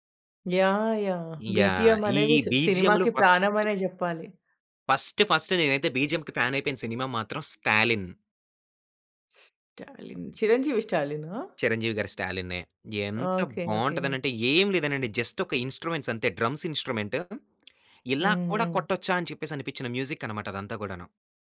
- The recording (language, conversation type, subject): Telugu, podcast, మీకు గుర్తున్న మొదటి సంగీత జ్ఞాపకం ఏది, అది మీపై ఎలా ప్రభావం చూపింది?
- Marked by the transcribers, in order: in English: "బిజీఎమ్"; in English: "ఫస్ట్"; in English: "ఫస్ట్, ఫస్ట్"; in English: "బీజీఎమ్‌కి ఫ్యాన్"; other noise; in English: "జస్ట్"; in English: "ఇన్స్ట్రుమెంట్స్"; in English: "డ్రమ్స్ ఇన్స్ట్రుమెంట్"; lip smack; in English: "మ్యూజిక్"